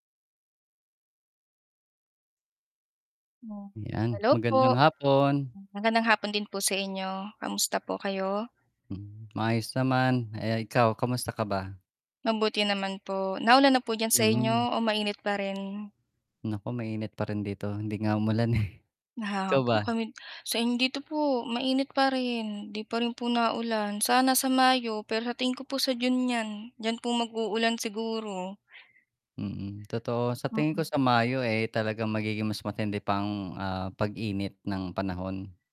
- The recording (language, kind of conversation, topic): Filipino, unstructured, Mas pabor ka ba sa klaseng online o sa harapang klase, at ano ang masasabi mo sa mahigpit na sistema ng pagmamarka at sa pantay na pagkakataon ng lahat sa edukasyon?
- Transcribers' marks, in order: static; unintelligible speech; other background noise; tapping; laughing while speaking: "eh"; unintelligible speech